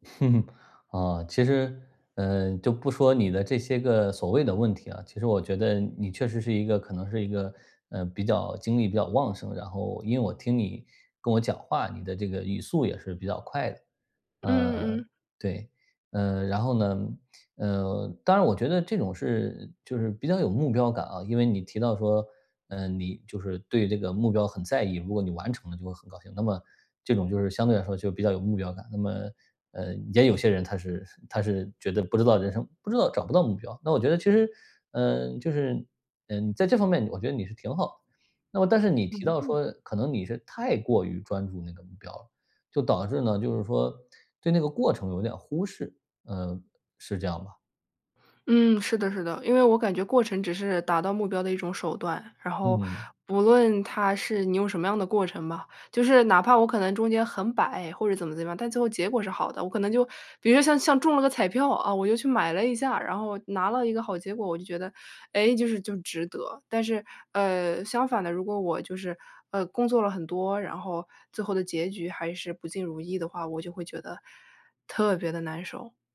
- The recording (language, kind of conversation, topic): Chinese, advice, 我总是只盯着终点、忽视每一点进步，该怎么办？
- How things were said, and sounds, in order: chuckle; chuckle; other background noise